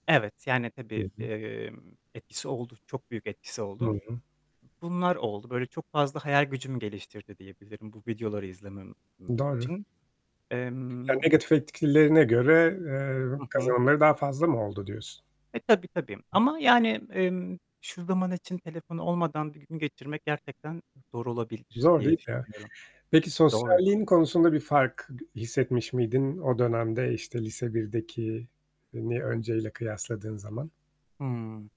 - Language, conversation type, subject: Turkish, podcast, Telefonsuz bir günü nasıl geçirirdin?
- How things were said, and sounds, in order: static; distorted speech; other background noise; tapping